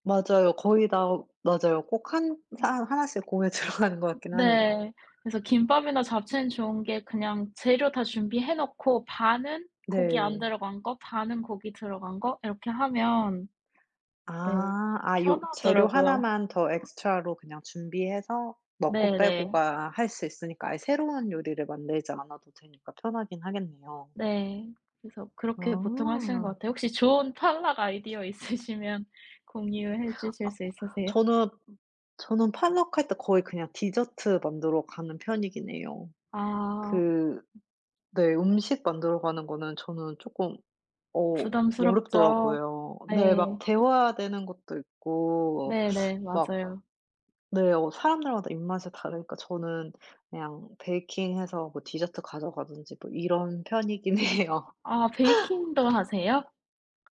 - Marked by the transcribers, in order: other background noise; tapping; background speech; put-on voice: "potluck"; in English: "potluck"; laughing while speaking: "있으시면"; put-on voice: "portluck"; in English: "portluck"; laughing while speaking: "해요"; laugh
- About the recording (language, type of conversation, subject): Korean, unstructured, 가족과 함께 즐겨 먹는 음식은 무엇인가요?
- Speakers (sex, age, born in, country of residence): female, 30-34, South Korea, United States; female, 35-39, United States, United States